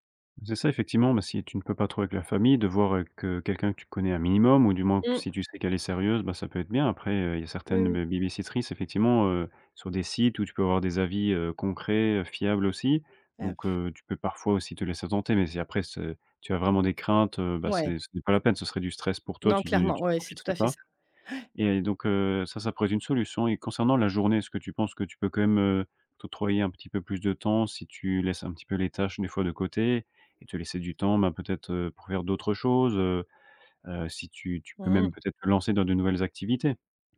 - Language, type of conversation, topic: French, advice, Comment faire pour trouver du temps pour moi et pour mes loisirs ?
- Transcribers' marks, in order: tapping; other background noise